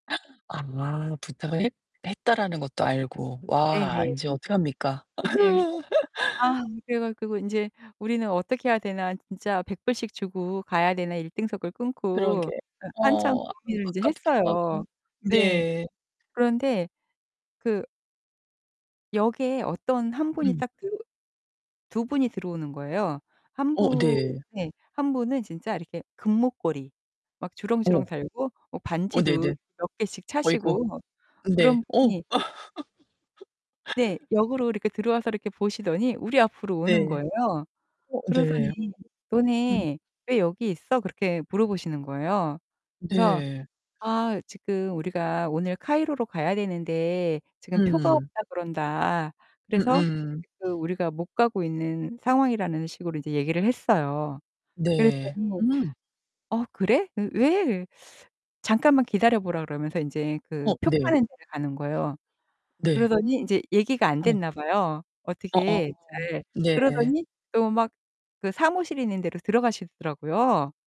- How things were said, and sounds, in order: gasp; distorted speech; laugh; laugh; other background noise; static; tapping; teeth sucking
- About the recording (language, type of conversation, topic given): Korean, podcast, 여행 중에 누군가에게 도움을 받거나 도움을 준 적이 있으신가요?